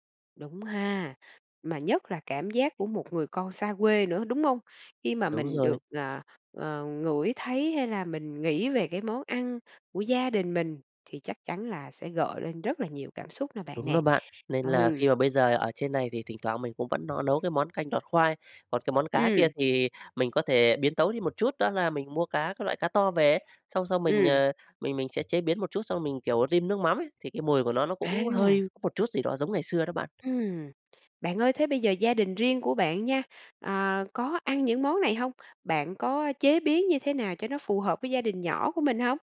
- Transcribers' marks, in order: other background noise; tapping
- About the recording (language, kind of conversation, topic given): Vietnamese, podcast, Bạn nhớ kỷ niệm nào gắn liền với một món ăn trong ký ức của mình?